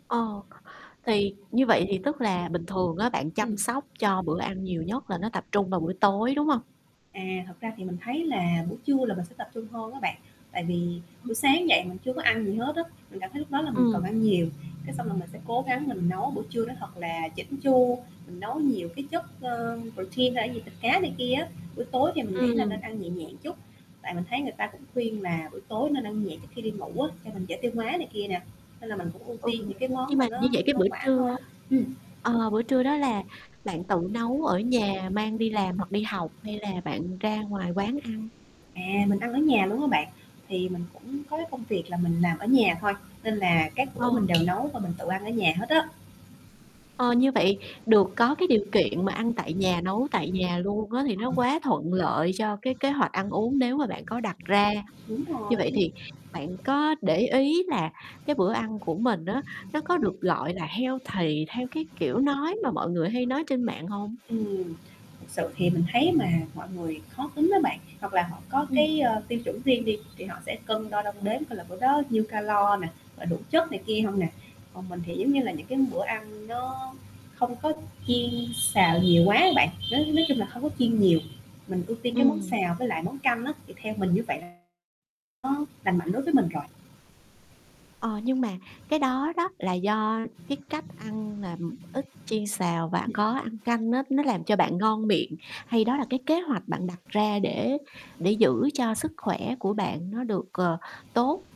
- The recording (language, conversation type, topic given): Vietnamese, podcast, Bạn có mẹo nào để ăn uống lành mạnh mà vẫn dễ áp dụng hằng ngày không?
- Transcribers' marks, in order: other background noise; static; distorted speech; other street noise; in English: "protein"; tapping; unintelligible speech; in English: "healthy"; horn; unintelligible speech